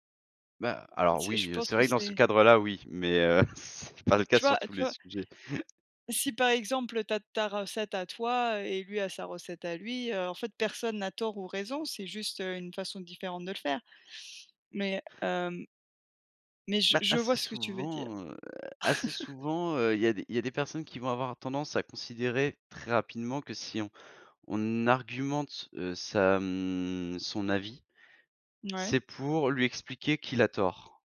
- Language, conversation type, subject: French, podcast, Comment transformes-tu un malentendu en conversation constructive ?
- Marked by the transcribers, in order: tapping; laugh